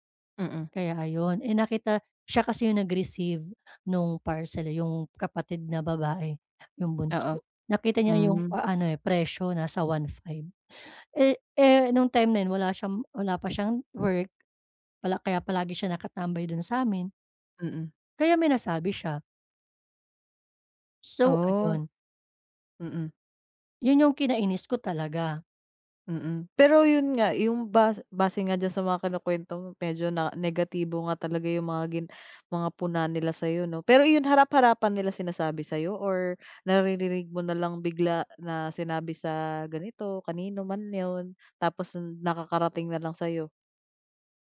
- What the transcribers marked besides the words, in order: other background noise; tapping
- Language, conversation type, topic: Filipino, advice, Paano ako makikipag-usap nang mahinahon at magalang kapag may negatibong puna?